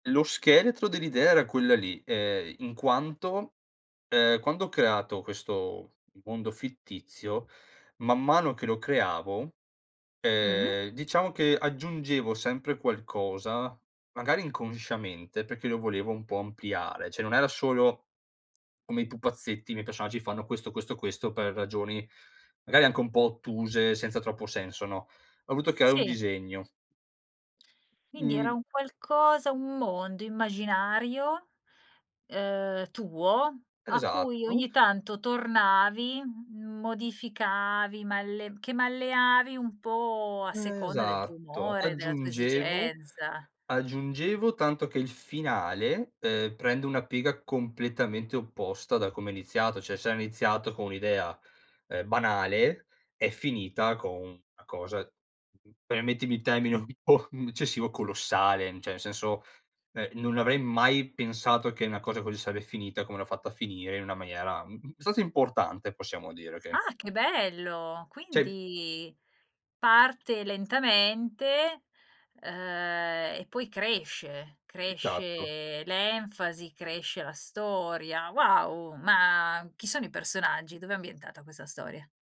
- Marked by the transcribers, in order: "cioè" said as "ceh"; drawn out: "Esatto"; "cioè" said as "ceh"; "cioè" said as "ceh"
- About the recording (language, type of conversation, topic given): Italian, podcast, Come trasformi un'idea vaga in qualcosa di concreto?